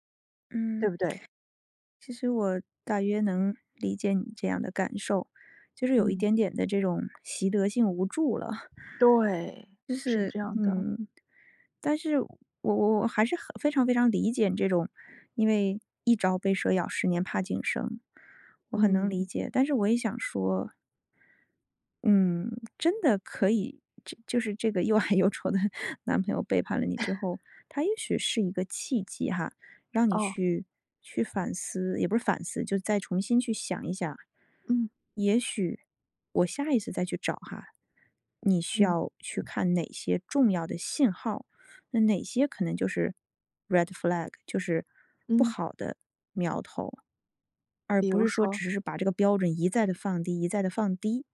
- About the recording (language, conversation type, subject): Chinese, advice, 过去恋情失败后，我为什么会害怕开始一段新关系？
- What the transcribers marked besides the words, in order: other background noise; laughing while speaking: "了"; laughing while speaking: "又矮又丑的"; chuckle; in English: "red flag"